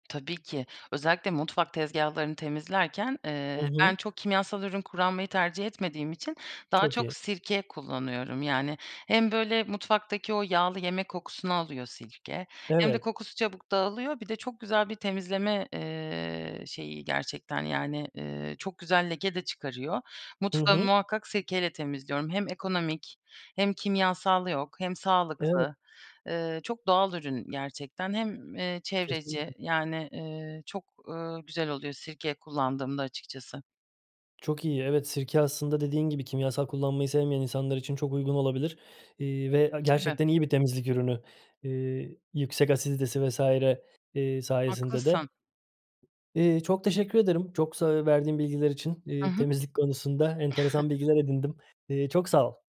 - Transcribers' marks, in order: "kullanmayı" said as "kurlanmayı"; tapping; chuckle
- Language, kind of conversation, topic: Turkish, podcast, Haftalık temizlik planını nasıl oluşturuyorsun?